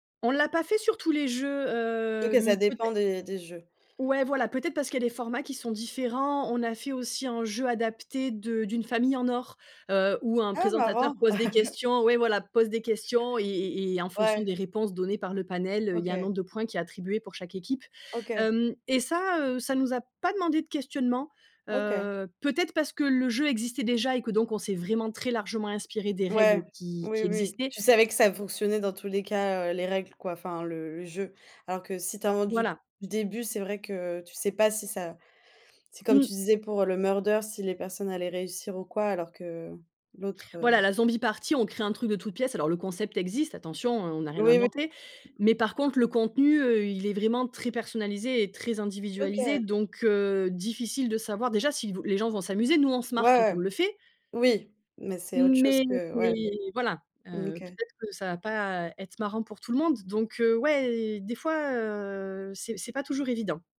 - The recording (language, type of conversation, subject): French, podcast, Comment fais-tu pour sortir d’un blocage créatif ?
- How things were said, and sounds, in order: chuckle; other background noise; put-on voice: "murder"; in English: "zombie party"